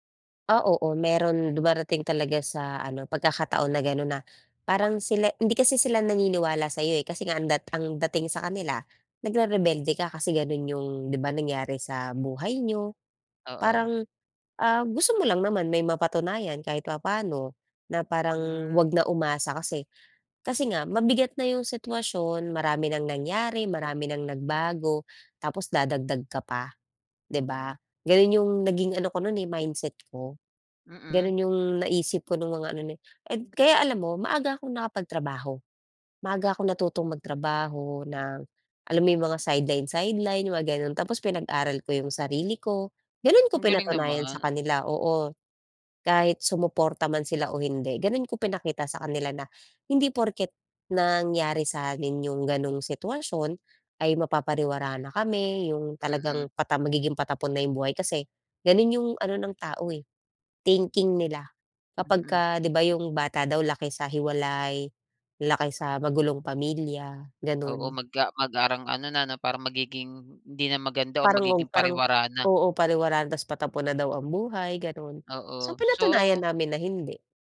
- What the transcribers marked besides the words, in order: other background noise; tapping
- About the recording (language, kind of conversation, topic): Filipino, podcast, Ano ang naging papel ng pamilya mo sa mga pagbabagong pinagdaanan mo?